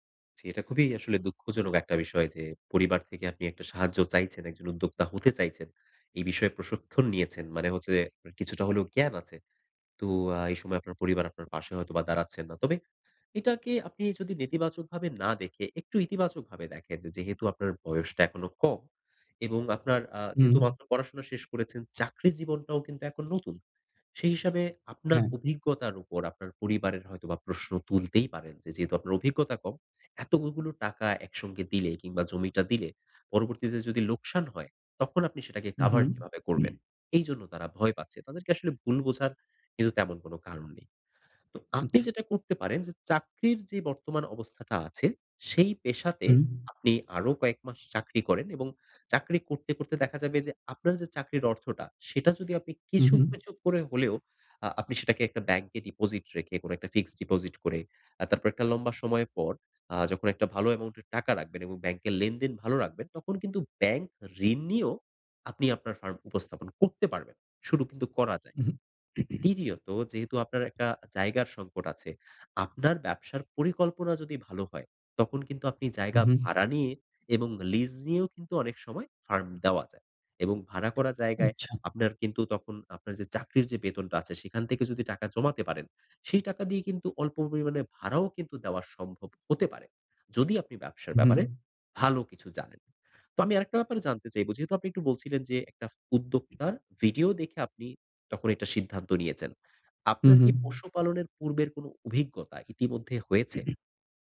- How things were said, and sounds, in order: "প্রশিক্ষণ" said as "প্রশখন"; throat clearing; throat clearing
- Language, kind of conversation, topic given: Bengali, advice, কাজের জন্য পর্যাপ্ত সম্পদ বা সহায়তা চাইবেন কীভাবে?
- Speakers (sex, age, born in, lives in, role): male, 20-24, Bangladesh, Bangladesh, user; male, 30-34, Bangladesh, Bangladesh, advisor